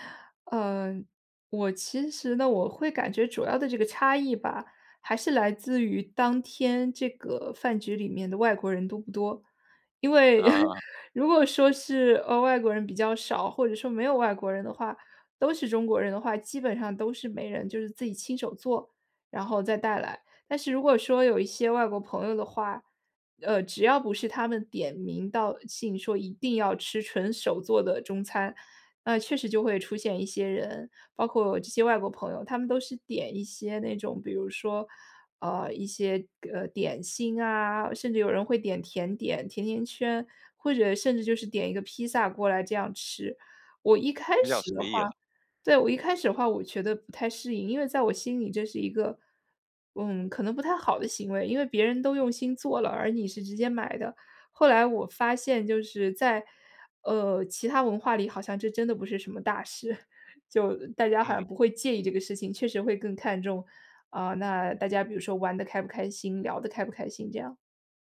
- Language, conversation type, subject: Chinese, podcast, 你去朋友聚会时最喜欢带哪道菜？
- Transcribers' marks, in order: laugh